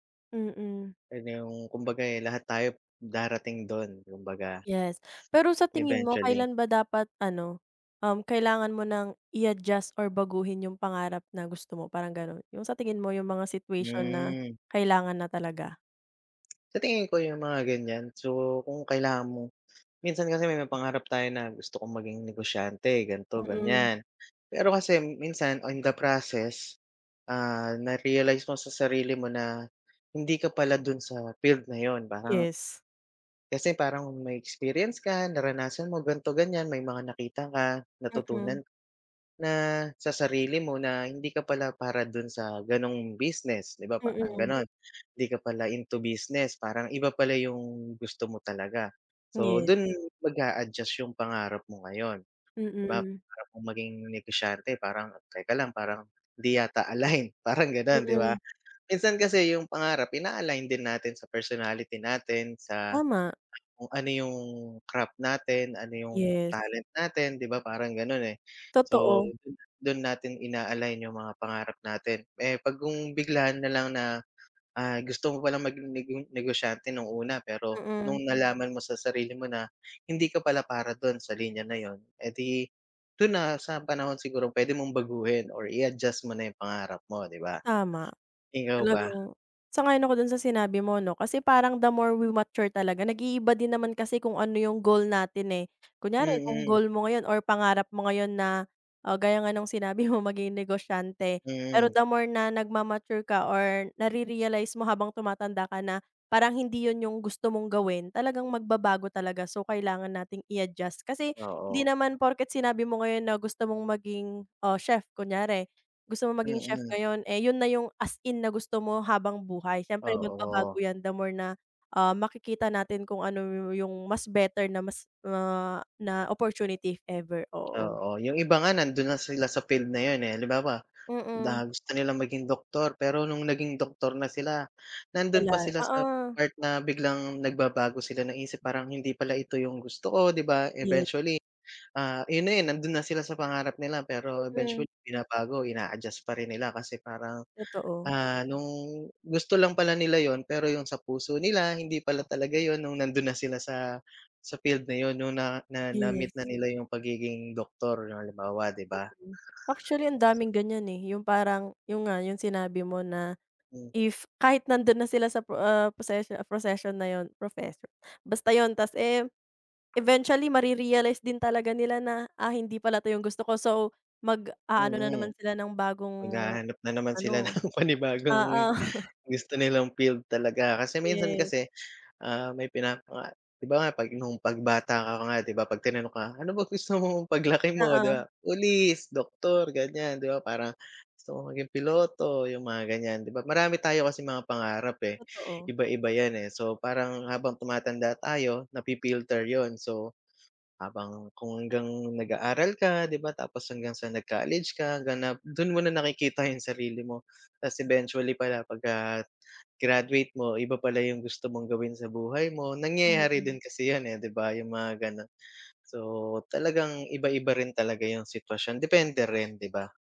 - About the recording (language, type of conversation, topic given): Filipino, unstructured, Ano ang gagawin mo kung kailangan mong ipaglaban ang pangarap mo?
- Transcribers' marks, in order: other background noise; drawn out: "Hmm"; other noise; tapping; chuckle; stressed: "as in"; laughing while speaking: "ng panibagong gusto nilang field talaga"; chuckle; laughing while speaking: "ano ba gusto mong paglaki … ganyan, 'di ba?"